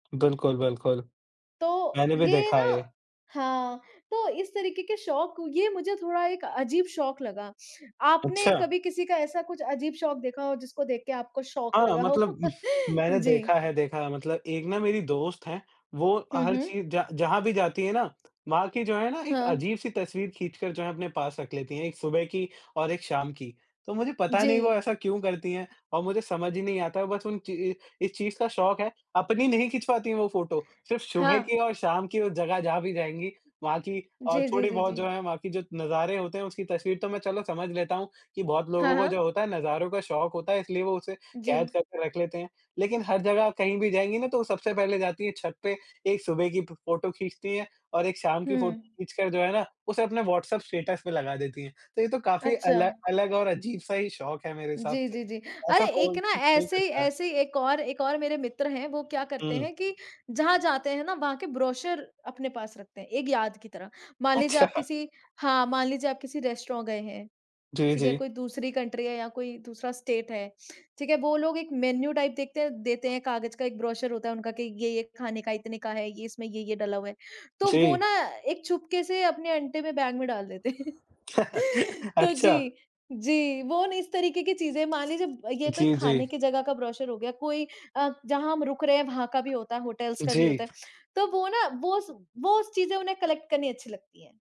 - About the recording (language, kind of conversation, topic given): Hindi, unstructured, आपका पसंदीदा शौक क्या है और क्यों?
- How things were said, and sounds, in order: in English: "शॉक"; chuckle; laughing while speaking: "खिंचवाती"; horn; in English: "ब्रोशर"; other background noise; laughing while speaking: "अच्छा"; in English: "रेस्ट्रों"; in English: "कंट्री"; in English: "स्टेट"; in English: "मेन्यू टाइप"; in English: "ब्रोशर"; chuckle; in English: "ब्रोशर"; in English: "होटल्स"; tapping; in English: "कलेक्ट"